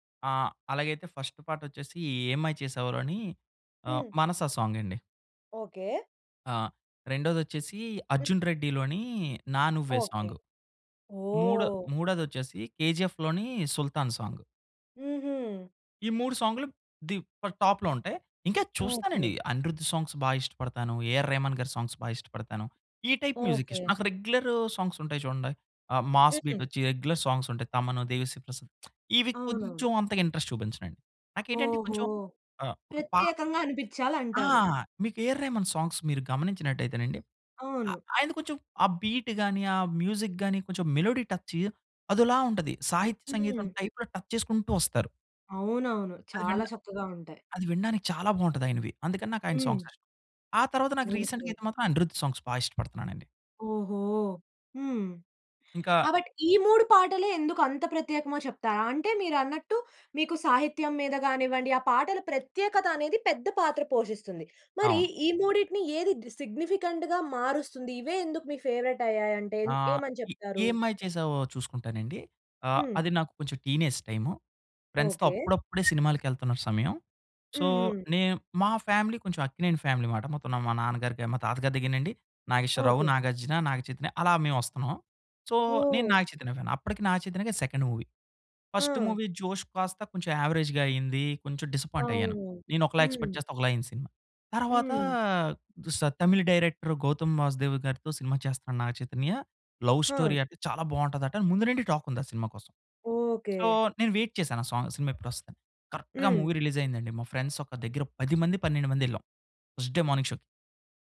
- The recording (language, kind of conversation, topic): Telugu, podcast, పాటల మాటలు మీకు ఎంతగా ప్రభావం చూపిస్తాయి?
- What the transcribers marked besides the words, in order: in English: "ఫస్ట్"; in English: "సాంగ్"; other noise; in English: "సాంగ్"; in English: "టాప్‌లో"; in English: "సాంగ్స్"; in English: "సాంగ్స్"; in English: "టైప్ మ్యూజిక్"; in English: "రెగ్యులర్ సాంగ్స్"; in English: "మాస్ బీట్"; in English: "రెగ్యులర్ సాంగ్స్"; lip smack; in English: "ఇంట్రెస్ట్"; in English: "సాంగ్స్"; in English: "బీట్"; in English: "మ్యూజిక్"; in English: "మెలోడీ టచ్"; in English: "టైప్‌లో టచ్"; in English: "సాంగ్స్"; in English: "రీసెంట్‌గా"; in English: "సాంగ్స్"; in English: "సిగ్నిఫికెంట్‌గా"; in English: "ఫేవరెట్"; in English: "టీనేజ్"; in English: "ఫ్రెండ్స్‌తో"; in English: "సో"; in English: "ఫ్యామిలీ"; in English: "ఫ్యామిలీ"; in English: "సో"; in English: "ఫ్యాన్"; in English: "సెకండ్ మూవీ. ఫస్ట్ మూవీ"; in English: "యావరేజ్‌గా"; in English: "డిస్సపాయింట్"; in English: "ఎక్స్‌పెక్ట్"; in English: "లవ్ స్టోరీ"; in English: "టాక్"; in English: "సో"; in English: "వెయిట్"; in English: "సాంగ్"; in English: "కరెక్ట్‌గా మూవీ రిలీజ్"; in English: "ఫ్రెండ్స్"; in English: "ఫస్ట్ డే మార్నింగ్ షోకి"